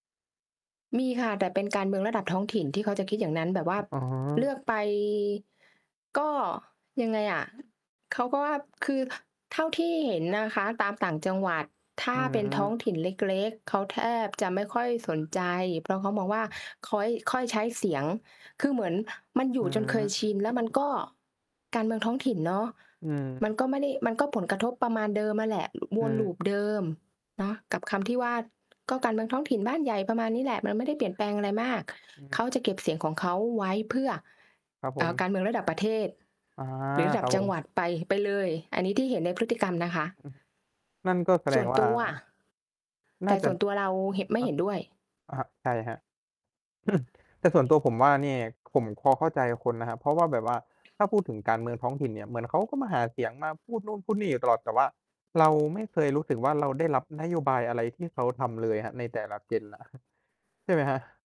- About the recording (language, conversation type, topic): Thai, unstructured, คุณคิดว่าประชาชนควรมีส่วนร่วมทางการเมืองมากแค่ไหน?
- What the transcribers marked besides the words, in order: distorted speech; other noise; other background noise; chuckle; tapping; chuckle